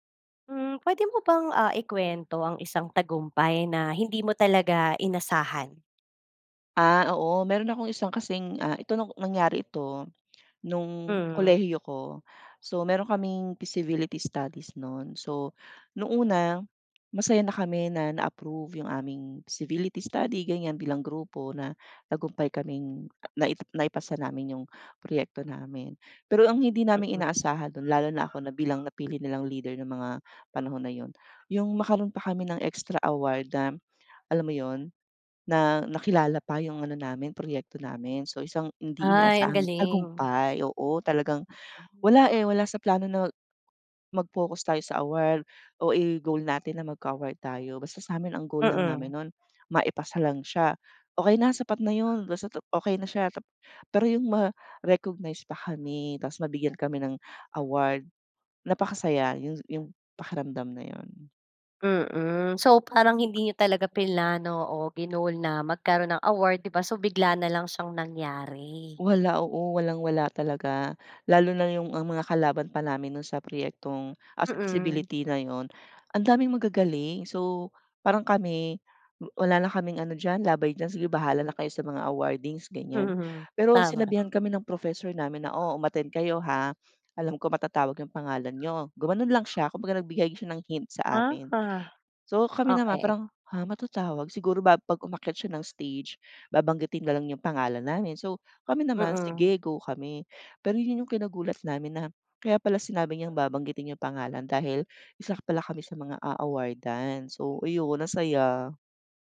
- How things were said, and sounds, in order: in English: "feasibility studies"; dog barking; "magkaroon" said as "makaroon"; in English: "extra award"; in English: "award"; other background noise; in English: "feasibility"; in English: "awardings"; in English: "hint"
- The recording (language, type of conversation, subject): Filipino, podcast, Anong kuwento mo tungkol sa isang hindi inaasahang tagumpay?